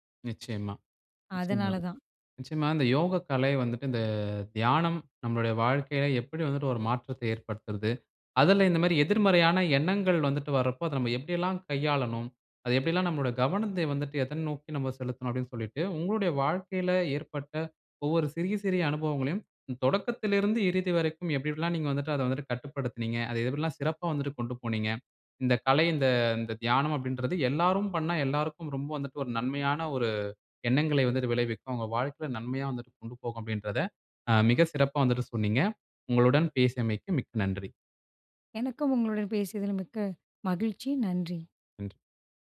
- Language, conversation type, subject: Tamil, podcast, தியானத்தின் போது வரும் எதிர்மறை எண்ணங்களை நீங்கள் எப்படிக் கையாள்கிறீர்கள்?
- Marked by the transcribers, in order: none